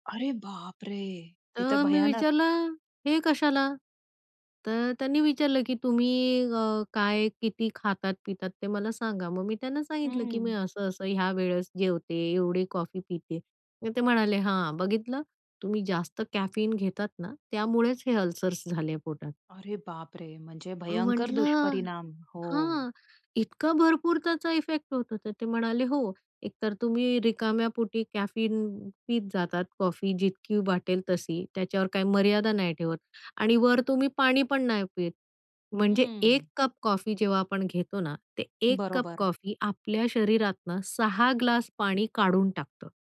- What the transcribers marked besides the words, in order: surprised: "अरे बापरे! हे तर भयानक"; tapping; surprised: "अरे बापरे! म्हणजे भयंकर दुष्परिणाम"
- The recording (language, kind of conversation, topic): Marathi, podcast, कॅफिनबद्दल तुमचे काही नियम आहेत का?